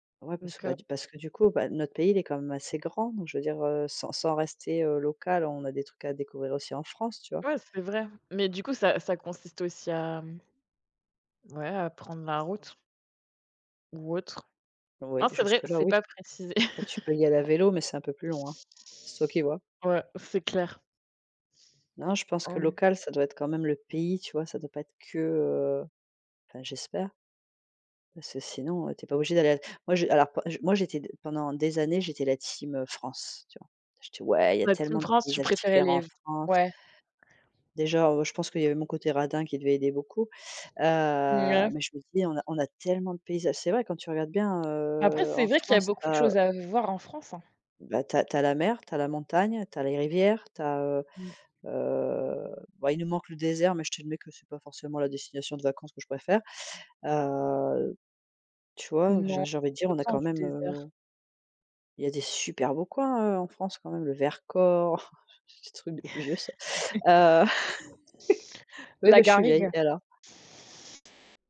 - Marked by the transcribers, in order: tapping; other background noise; laugh; stressed: "pays"; stressed: "que"; in English: "Team"; in English: "Team"; drawn out: "heu"; drawn out: "Heu"; unintelligible speech; stressed: "super"; laughing while speaking: "ce truc de vieux ça"; laugh
- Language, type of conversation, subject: French, unstructured, Préférez-vous partir en vacances à l’étranger ou faire des découvertes près de chez vous ?